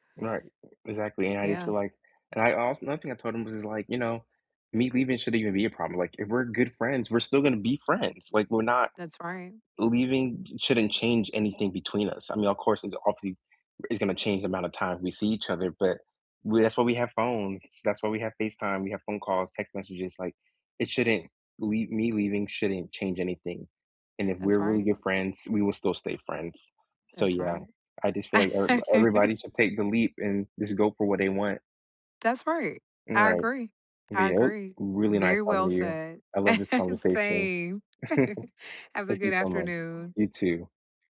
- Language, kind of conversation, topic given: English, unstructured, What does success at work mean to you?
- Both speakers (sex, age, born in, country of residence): female, 40-44, United States, United States; male, 20-24, United States, United States
- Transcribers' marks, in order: laugh; chuckle; other background noise